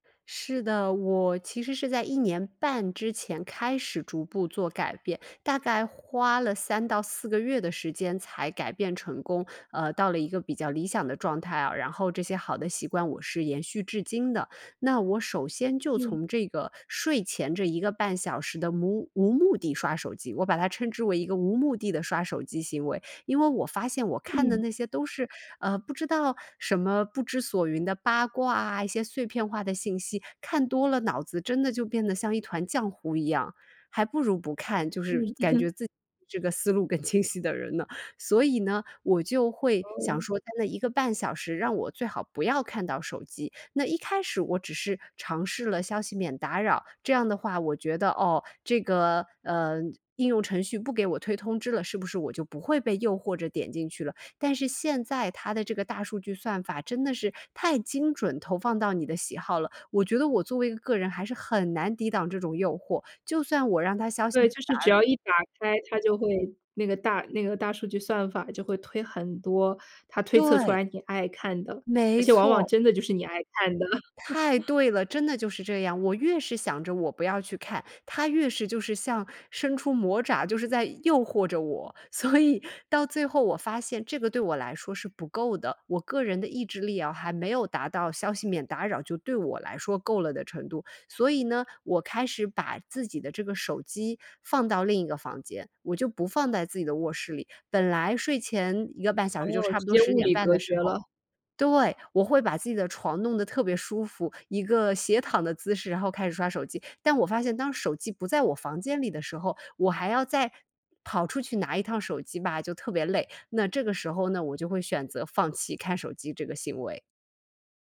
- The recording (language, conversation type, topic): Chinese, podcast, 你如何平衡屏幕时间和现实生活？
- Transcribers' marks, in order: laugh; other background noise; laugh; laughing while speaking: "所以"